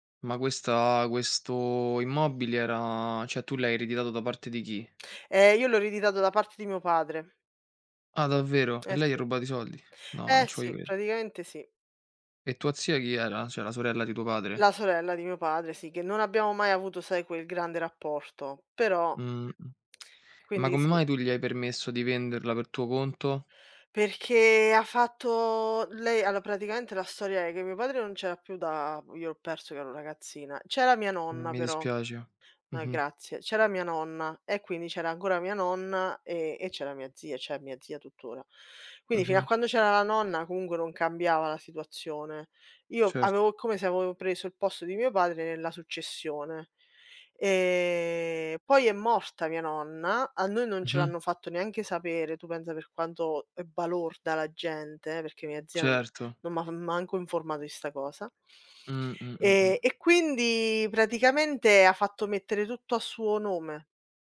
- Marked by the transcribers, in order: "c'era" said as "c'ea"
- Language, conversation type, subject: Italian, unstructured, Qual è la cosa più triste che il denaro ti abbia mai causato?